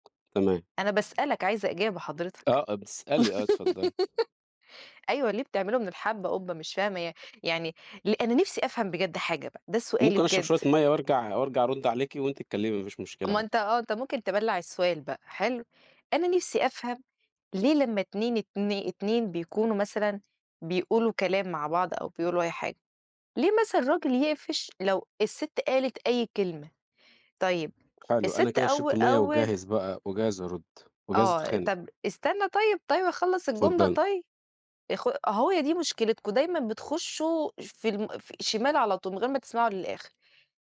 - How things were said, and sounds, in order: tapping; giggle; other background noise; other noise
- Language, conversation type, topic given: Arabic, unstructured, إزاي بتتعامل مع مشاعر الغضب بعد خناقة مع شريكك؟